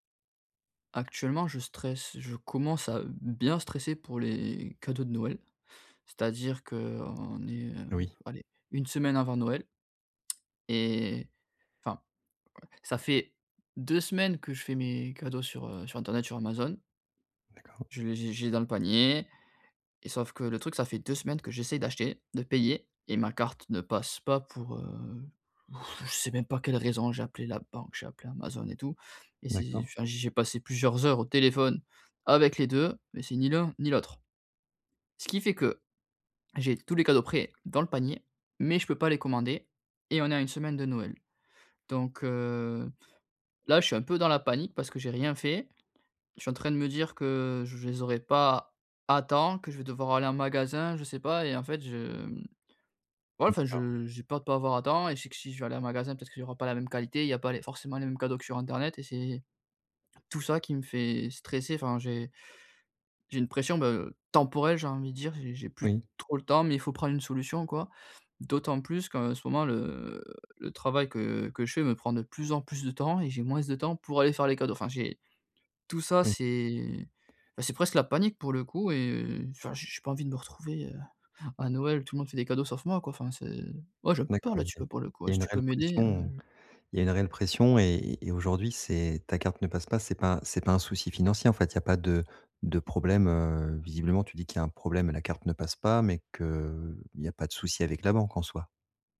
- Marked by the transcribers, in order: drawn out: "les"; lip smack; drawn out: "heu"; sigh; dog barking; drawn out: "heu"; stressed: "temporelle"; "moins" said as "moince"; drawn out: "c'est"
- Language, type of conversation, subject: French, advice, Comment gérer la pression financière pendant les fêtes ?